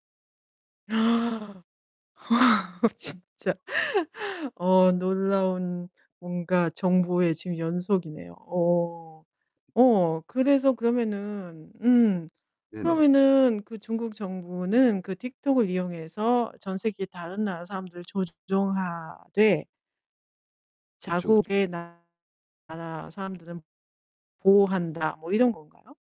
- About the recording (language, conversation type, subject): Korean, podcast, 짧은 영상은 우리의 미디어 취향에 어떤 영향을 미쳤을까요?
- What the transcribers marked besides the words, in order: gasp; laughing while speaking: "아 진짜"; other background noise; distorted speech